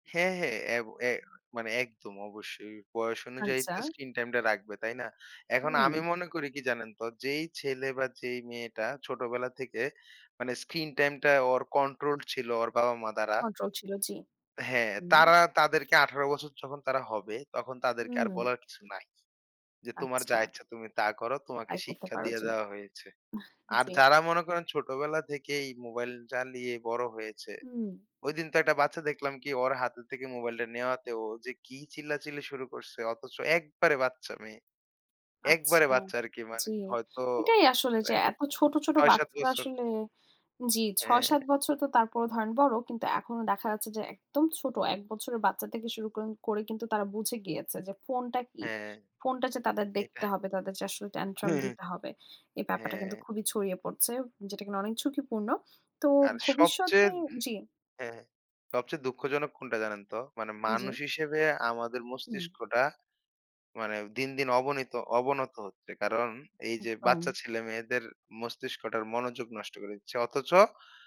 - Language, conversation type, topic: Bengali, podcast, শিশুদের স্ক্রিন সময় নিয়ন্ত্রণ করতে বাড়িতে কী কী ব্যবস্থা নেওয়া উচিত?
- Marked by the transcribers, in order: other background noise; tapping; "থেকে" said as "তেকে"; in English: "tantrum"; chuckle